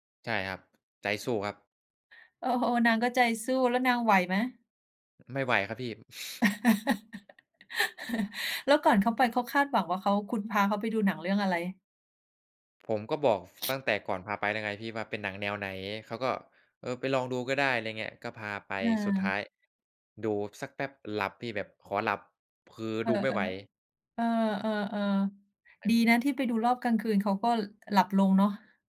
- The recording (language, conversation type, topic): Thai, unstructured, อะไรทำให้ภาพยนตร์บางเรื่องชวนให้รู้สึกน่ารังเกียจ?
- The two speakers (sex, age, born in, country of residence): female, 45-49, Thailand, Thailand; male, 20-24, Thailand, Thailand
- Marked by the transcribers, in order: laughing while speaking: "โอ้โฮ"; sniff; chuckle; tapping